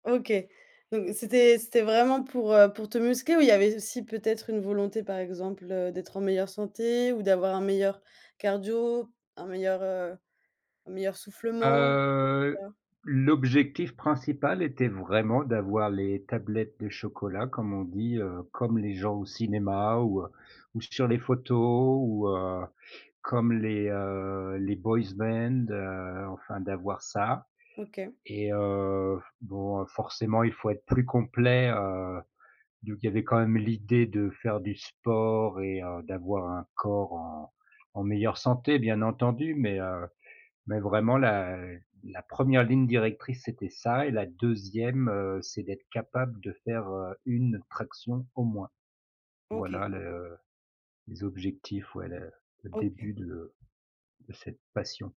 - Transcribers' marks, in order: drawn out: "Heu"; stressed: "soufflement"; unintelligible speech; in English: "boys band"; other background noise
- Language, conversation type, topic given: French, podcast, Quel loisir te passionne en ce moment ?